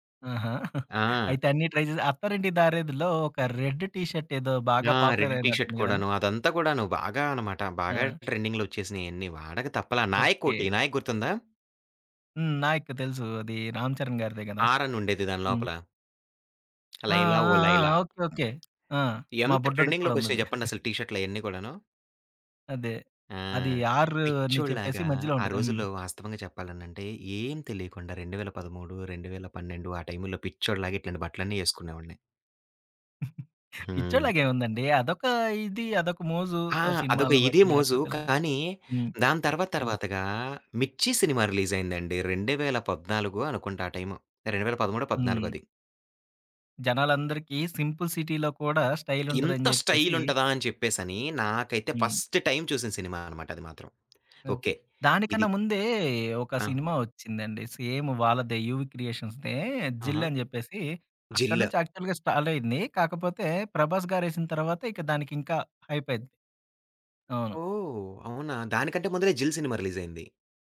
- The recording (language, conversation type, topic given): Telugu, podcast, నీ స్టైల్‌కు ప్రేరణ ఎవరు?
- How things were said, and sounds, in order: chuckle; in English: "ట్రై"; in English: "రెడ్ టీ షర్ట్"; in English: "పాపులర్"; in English: "రెడ్ టీ షర్ట్"; in English: "ట్రెండింగ్‌లోచ్చేసినాయి"; lip smack; other background noise; chuckle; tapping; giggle; in English: "సింపుల్ సిటీలో"; in English: "స్టైల్"; in English: "స్టైల్"; in English: "ఫస్ట్ టైమ్"; in English: "సేమ్"; in English: "యూవి క్రియేషన్స్‌దె"; in English: "స్టాల్"; "యాక్చువల్‌గా" said as "స్టాల్"; in English: "హైప్"